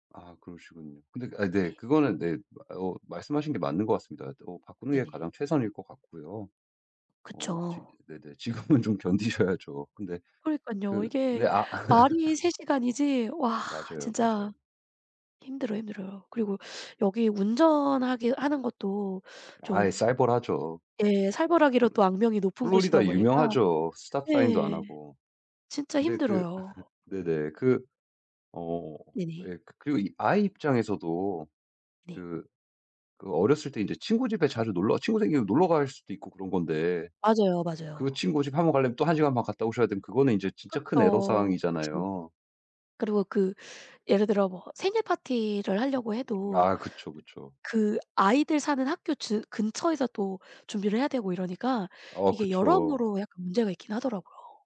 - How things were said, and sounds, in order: other background noise; laughing while speaking: "지금은 좀 견디셔야죠"; laughing while speaking: "아"; put-on voice: "플로리다"; in English: "스톱 사인도"; laugh; tapping
- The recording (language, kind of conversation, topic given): Korean, advice, 통근 거리가 늘어난 뒤 생활 균형이 어떻게 무너졌나요?